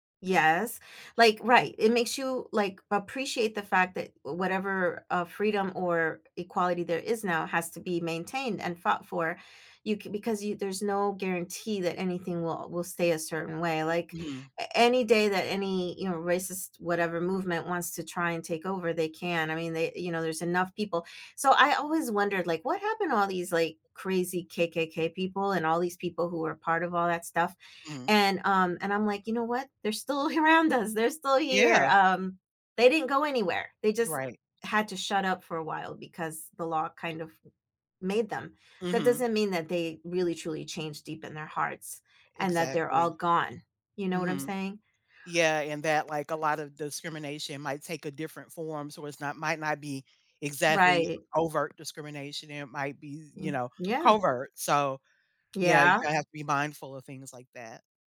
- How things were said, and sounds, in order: tapping; other background noise; laughing while speaking: "still"
- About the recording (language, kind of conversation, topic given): English, unstructured, How can learning about past injustices shape our views and actions today?